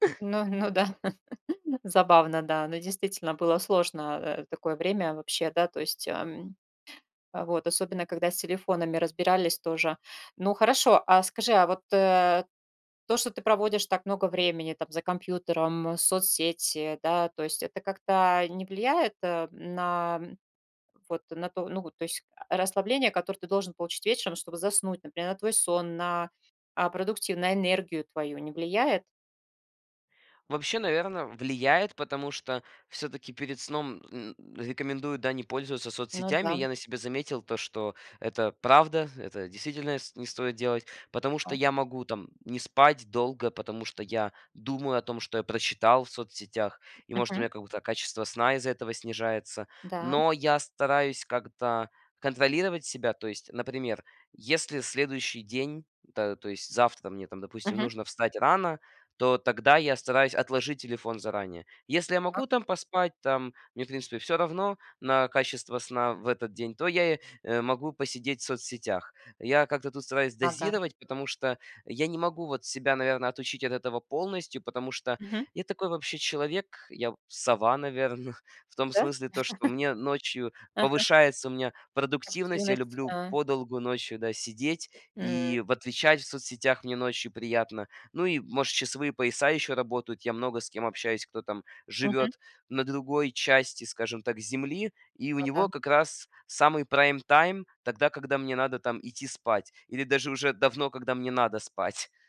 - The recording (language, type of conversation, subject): Russian, podcast, Сколько времени в день вы проводите в социальных сетях и зачем?
- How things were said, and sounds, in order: chuckle; other background noise; laughing while speaking: "наверно"; chuckle; laughing while speaking: "спать"